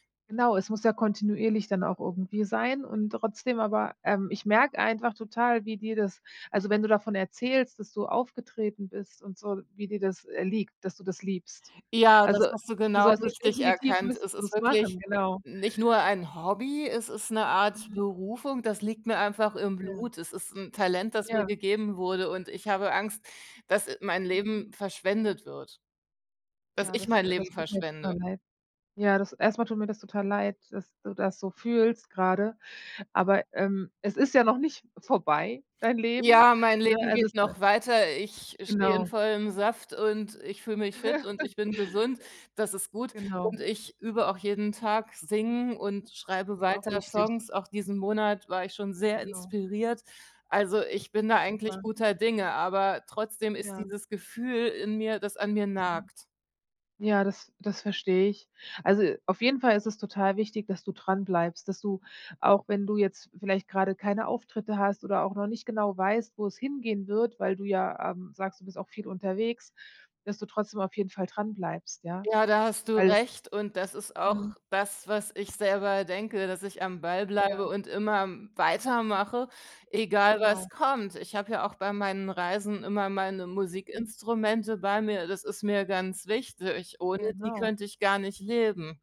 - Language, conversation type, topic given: German, advice, Wie fühlst du dich nach dem Rückschlag, und warum zweifelst du an deinem Ziel?
- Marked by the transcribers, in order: unintelligible speech; chuckle